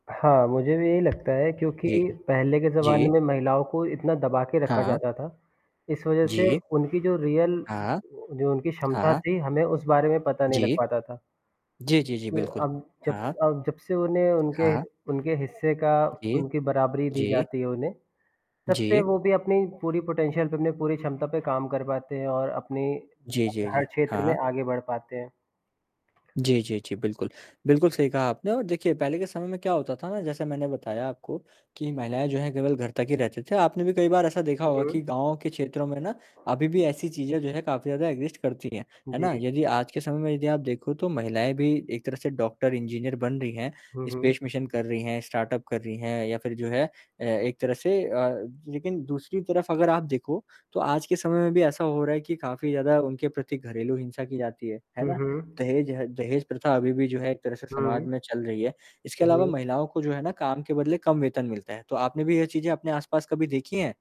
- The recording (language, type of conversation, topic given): Hindi, unstructured, क्या हमारे समुदाय में महिलाओं को समान सम्मान मिलता है?
- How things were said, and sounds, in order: static; tapping; other background noise; in English: "रियल"; in English: "पोटेंशियल"; distorted speech; in English: "एग्ज़िस्ट"; in English: "स्पेस मिशन"; in English: "स्टार्टअप"